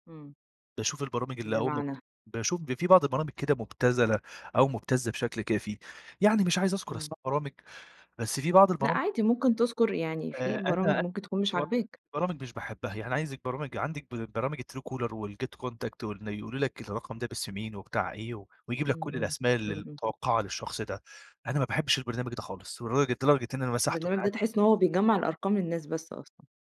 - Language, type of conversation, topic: Arabic, podcast, إزاي المجتمعات هتتعامل مع موضوع الخصوصية في المستقبل الرقمي؟
- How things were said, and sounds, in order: unintelligible speech